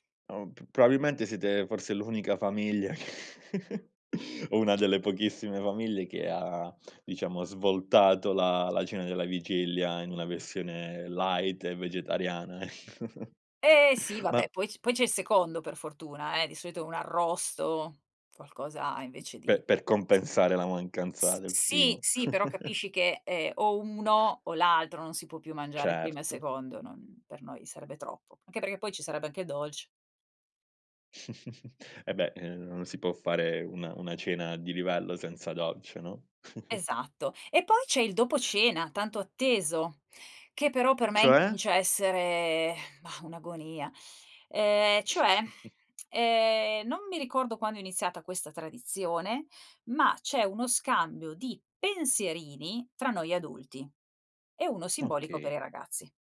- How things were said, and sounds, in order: laughing while speaking: "famiglia"; chuckle; laughing while speaking: "ecco"; chuckle; chuckle; chuckle; chuckle
- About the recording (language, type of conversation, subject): Italian, podcast, Qual è una tradizione di famiglia che ami e che ti va di raccontarmi?